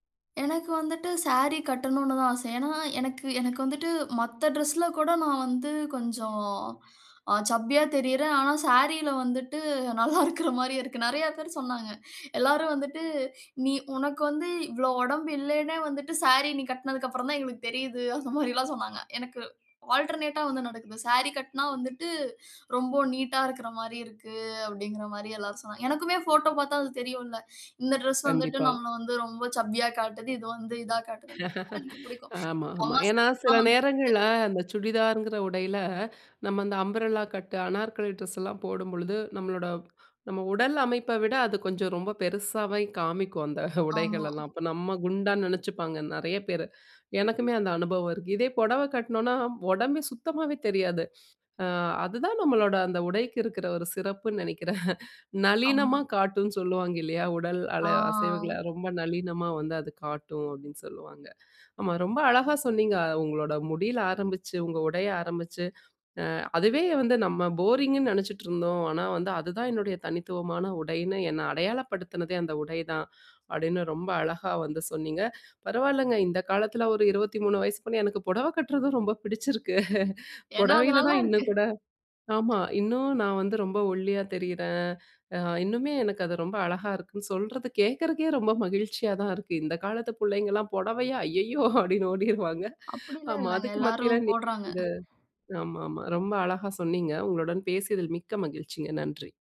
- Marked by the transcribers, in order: other background noise; drawn out: "கொஞ்சம்"; in English: "சப்பியா"; laughing while speaking: "நல்லா இருக்கற மாரி இருக்கு. நெறைய … தான் எங்களுக்கு தெரியுது"; in English: "ஆல்டர்னேட்டா"; in English: "சப்பியா"; laughing while speaking: "ஆமா, ஆமா"; other noise; in English: "அம்ப்ரெல்லா கட்டு"; drawn out: "அ!"; in English: "போரிங்குன்னு"; laughing while speaking: "புடிச்சிருக்கு"; laughing while speaking: "பொடவையா? ஐயயோ! அப்படீன்னு ஓடிருவாங்க"
- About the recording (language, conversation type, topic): Tamil, podcast, இனி வெளிப்படப்போகும் உங்கள் ஸ்டைல் எப்படியிருக்கும் என்று நீங்கள் எதிர்பார்க்கிறீர்கள்?